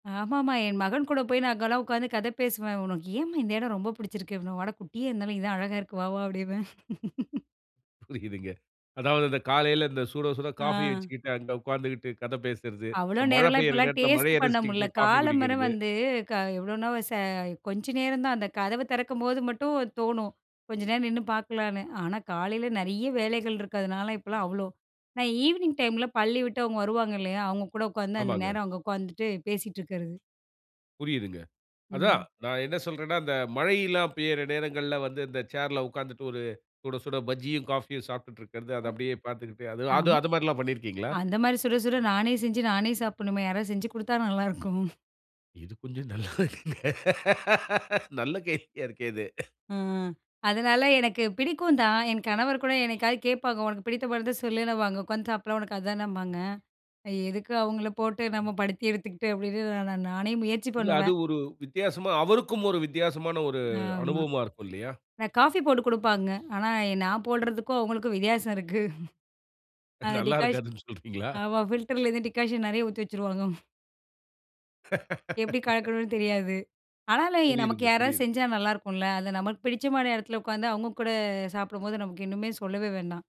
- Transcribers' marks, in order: laughing while speaking: "அப்டீம்பேன்"; laugh; in English: "டேஸ்ட்"; "முடியல" said as "முல்ல"; "காலையில" said as "காலமர"; in English: "ஈவினிங் டைம்ல"; other noise; laughing while speaking: "நல்லாருக்கும்"; laughing while speaking: "நல்லா இருக்குங்க. நல்ல கேள்வியா இருக்கே இது"; unintelligible speech; laughing while speaking: "இருக்கு"; laughing while speaking: "நல்லா இருக்காதுன்னு சொல்றீங்களா?"; in English: "ஃபில்டரிலருந்து"; laugh
- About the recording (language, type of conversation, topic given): Tamil, podcast, உங்கள் வீட்டில் உங்களுக்கு மிகவும் பிடித்த இடம் எது, ஏன்?